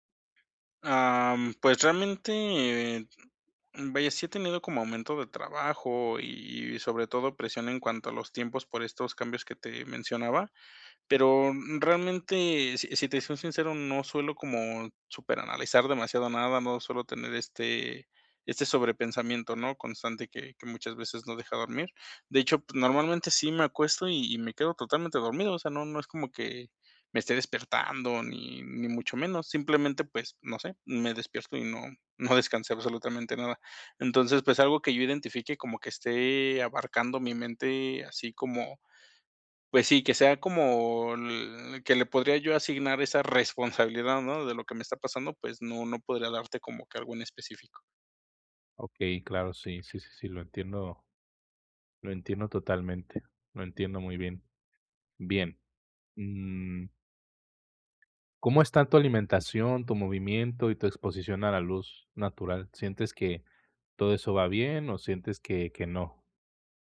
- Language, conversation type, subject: Spanish, advice, ¿Por qué, aunque he descansado, sigo sin energía?
- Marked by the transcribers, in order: none